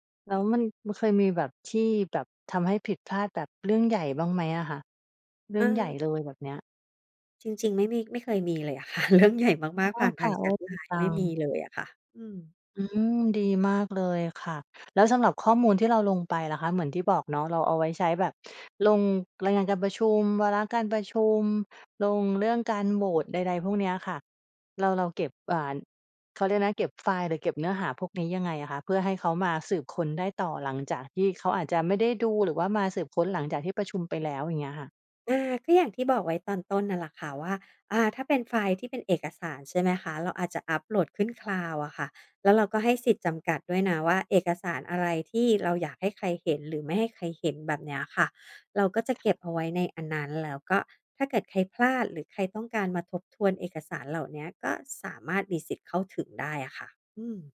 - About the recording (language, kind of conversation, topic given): Thai, podcast, จะใช้แอปสำหรับทำงานร่วมกับทีมอย่างไรให้การทำงานราบรื่น?
- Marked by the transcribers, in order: chuckle; laughing while speaking: "ค่ะ"